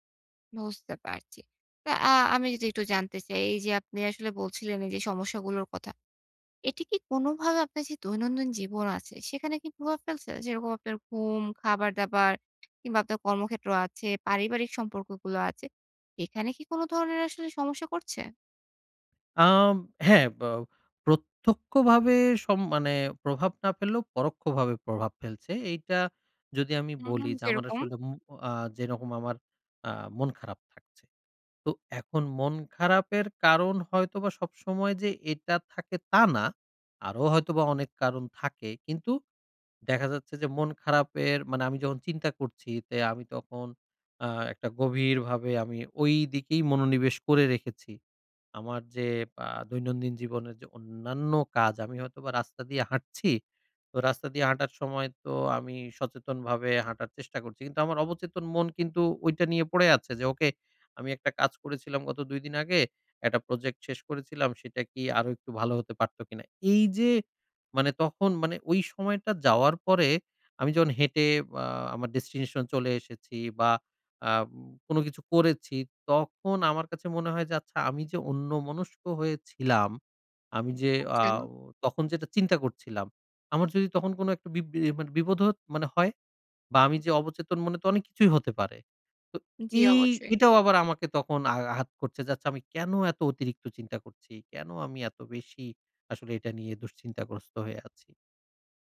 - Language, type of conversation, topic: Bengali, advice, কাজ শেষ হলেও আমার সন্তুষ্টি আসে না এবং আমি সব সময় বদলাতে চাই—এটা কেন হয়?
- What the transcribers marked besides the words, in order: none